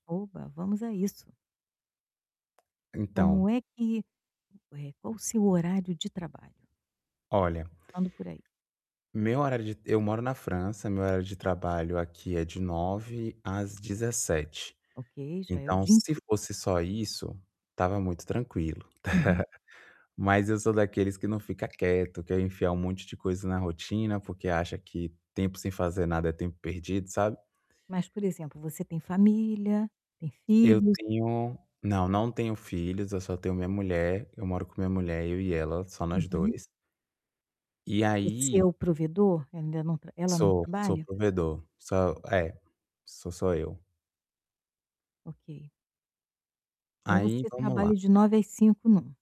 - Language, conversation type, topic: Portuguese, advice, Como você descreveria a falta de equilíbrio entre o trabalho e a vida pessoal?
- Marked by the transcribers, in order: tapping; other background noise; chuckle; static; distorted speech